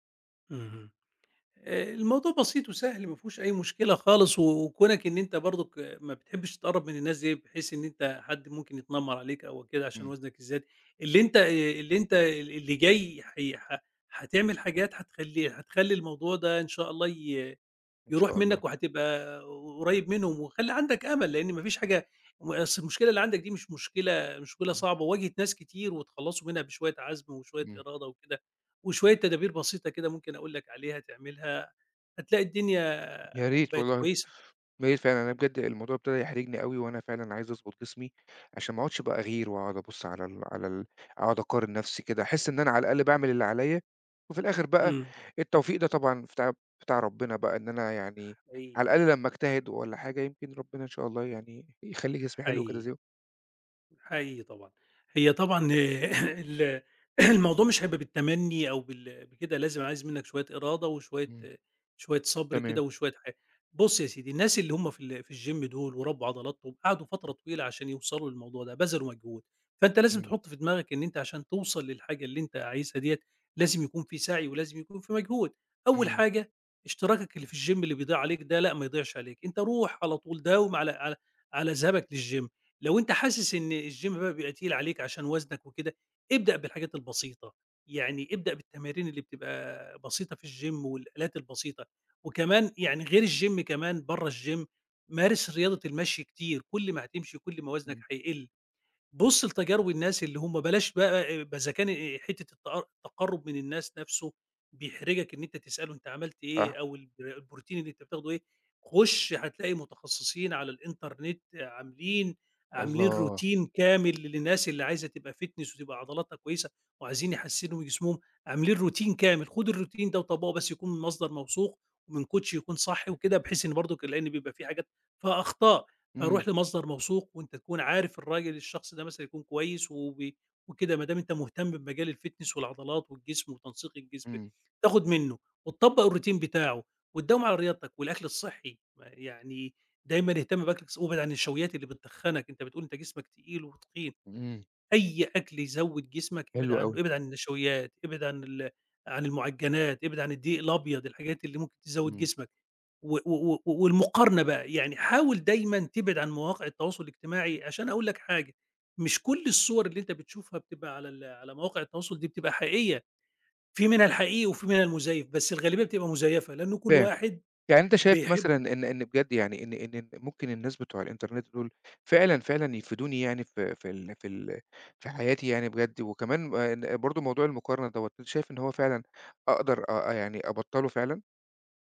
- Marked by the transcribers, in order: tapping; throat clearing; in English: "الgym"; in English: "الgym"; in English: "للgym"; in English: "الgym"; in English: "الgym"; in English: "الgym"; in English: "الgym"; in English: "الإنترنت"; in English: "routine"; in English: "fitness"; in English: "routine"; in English: "الroutine"; in English: "coach"; in English: "الfitness"; in English: "الroutine"
- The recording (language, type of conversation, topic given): Arabic, advice, إزّاي بتوصف/ي قلقك من إنك تقارن/ي جسمك بالناس على السوشيال ميديا؟